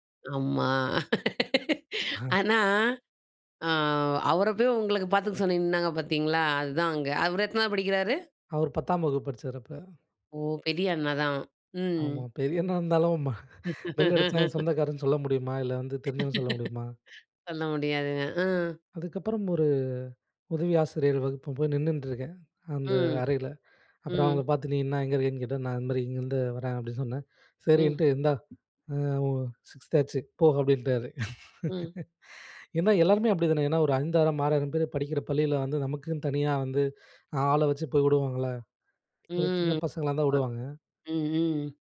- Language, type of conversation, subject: Tamil, podcast, பள்ளிக்கால நினைவில் உனக்கு மிகப்பெரிய பாடம் என்ன?
- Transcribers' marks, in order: laugh; "சொல்லி" said as "சொன்னி"; chuckle; laugh; laugh; laugh